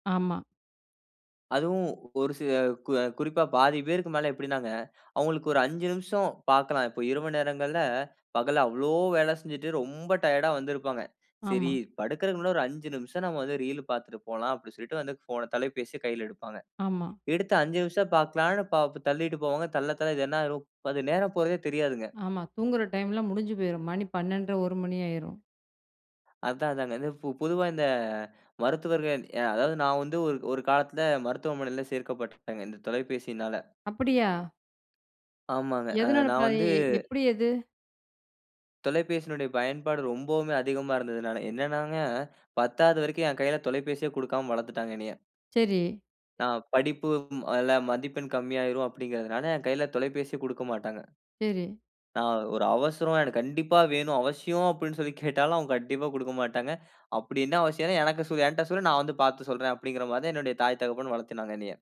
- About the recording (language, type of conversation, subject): Tamil, podcast, திரை நேரத்தை எப்படிக் குறைக்கலாம்?
- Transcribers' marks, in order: drawn out: "அவ்ளோ"; drawn out: "ரொம்ப"; in English: "டயர்ட்டா"; in English: "ரீல்லு"; in English: "டைம்லா"; other background noise; other noise; unintelligible speech; laughing while speaking: "அவசியம் அப்படினு சொல்லி கேட்டாலும் அவங்க கண்டிப்பா குடுக்க மாட்டாங்க"